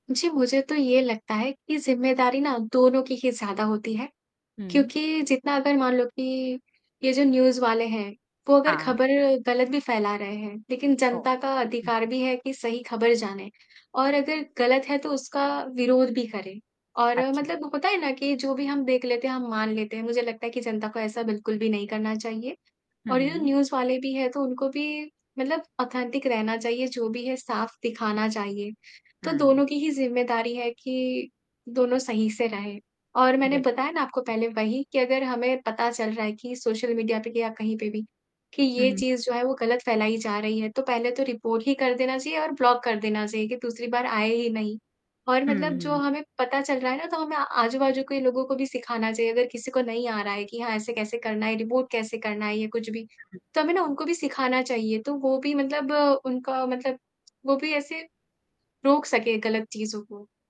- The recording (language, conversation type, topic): Hindi, unstructured, फर्जी खबरों से हमारे समाज को सबसे ज्यादा क्या नुकसान होता है?
- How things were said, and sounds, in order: static; distorted speech; other background noise; in English: "ऑथेंटिक"